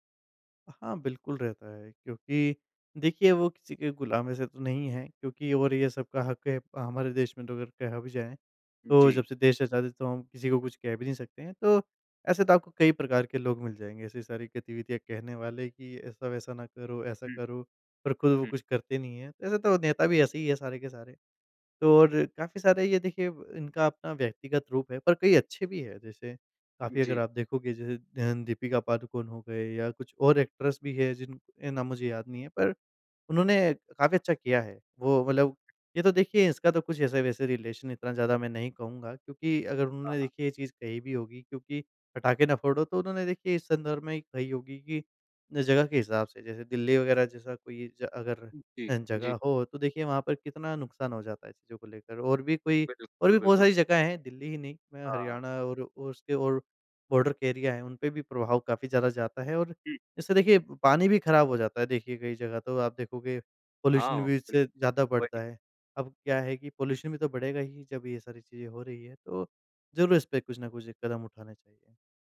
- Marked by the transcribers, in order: in English: "एक्ट्रेस"; in English: "रिलेशन"; in English: "बॉर्डर"; in English: "एरिया"; in English: "पॉल्यूशन"; in English: "पॉल्यूशन"
- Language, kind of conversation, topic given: Hindi, podcast, त्योहारों को अधिक पर्यावरण-अनुकूल कैसे बनाया जा सकता है?